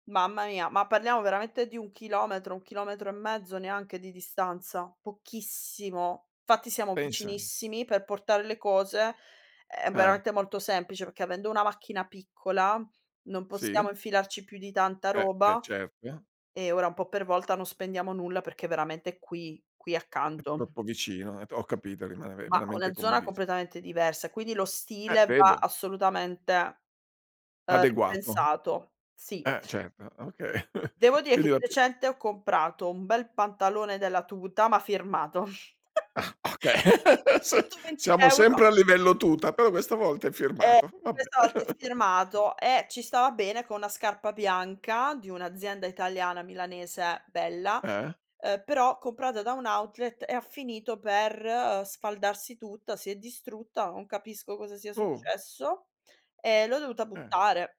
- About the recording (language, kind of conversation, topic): Italian, podcast, Come descriveresti oggi il tuo stile personale?
- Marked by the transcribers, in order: other background noise; tapping; laughing while speaking: "okay"; chuckle; unintelligible speech; chuckle; laughing while speaking: "Ah okay, s"; chuckle